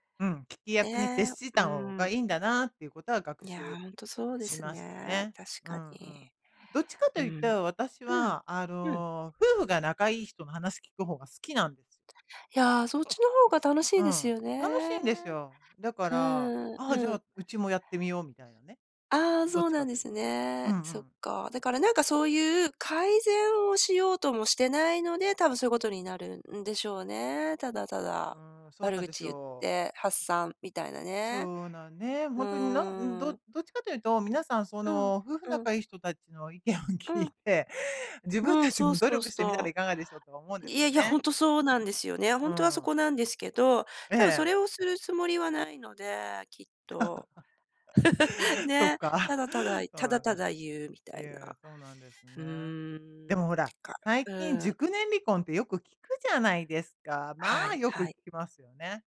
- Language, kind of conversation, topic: Japanese, advice, グループの中で居心地が悪いと感じたとき、どうすればいいですか？
- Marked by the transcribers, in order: other noise; laughing while speaking: "意見を聞いて、自分たちも"; laugh; laugh